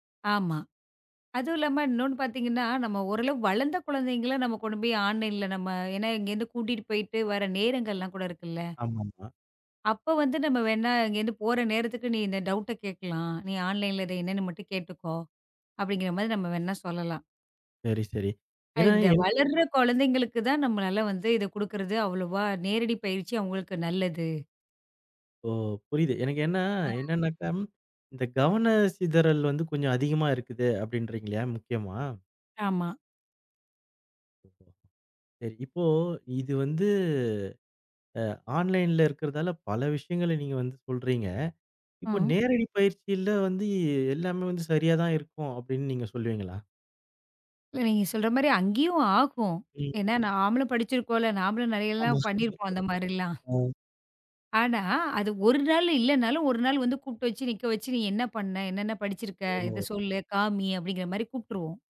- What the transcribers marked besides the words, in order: in English: "ஆன்லைன்ல"; "வர" said as "வஐஐர"; in English: "டவுட்"; in English: "ஆன்லைன்"; other noise; drawn out: "ஓ!"; drawn out: "இப்போ"; in another language: "ஆன்லைன்ல"; laugh; surprised: "ஓ!"
- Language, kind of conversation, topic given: Tamil, podcast, நீங்கள் இணைய வழிப் பாடங்களையா அல்லது நேரடி வகுப்புகளையா அதிகம் விரும்புகிறீர்கள்?